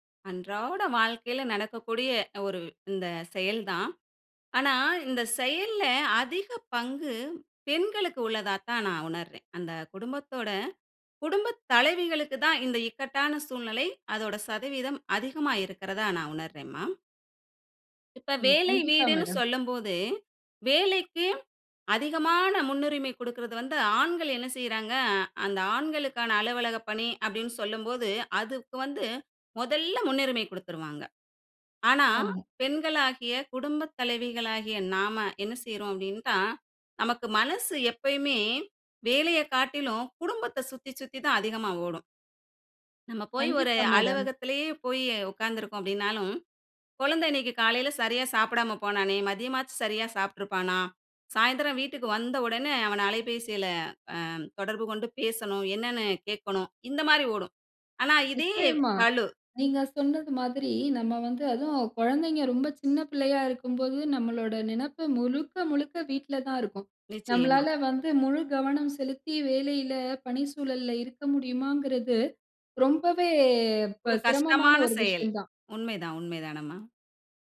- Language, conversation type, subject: Tamil, podcast, வேலைக்கும் வீட்டுக்கும் சமநிலையை நீங்கள் எப்படி சாதிக்கிறீர்கள்?
- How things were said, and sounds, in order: "அப்படின்னா" said as "அப்படின்டா"; other background noise; "அலுவலகத்திலேயே" said as "அலுவகத்திலயே"; drawn out: "ரொம்பவே"